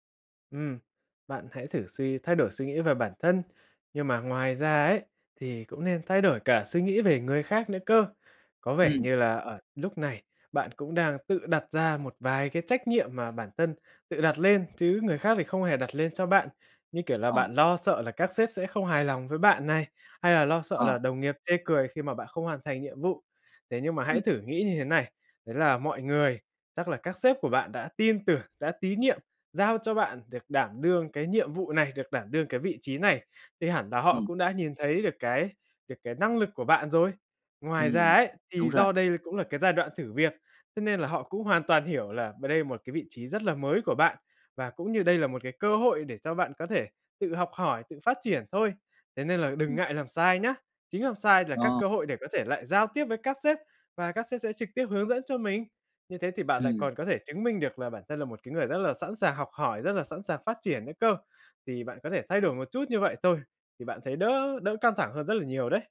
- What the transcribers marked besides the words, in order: tapping; other background noise
- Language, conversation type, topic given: Vietnamese, advice, Làm sao để vượt qua nỗi e ngại thử điều mới vì sợ mình không giỏi?